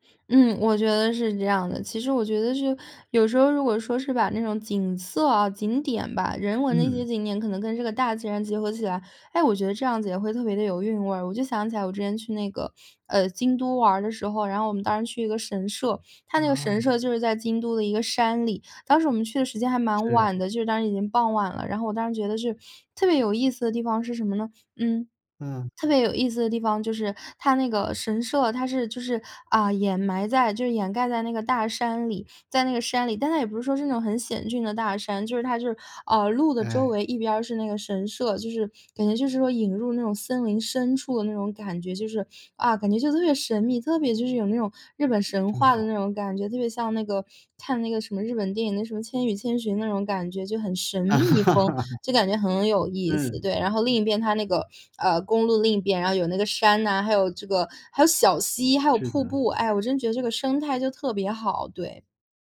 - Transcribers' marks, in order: other background noise; laugh
- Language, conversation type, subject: Chinese, podcast, 你最早一次亲近大自然的记忆是什么？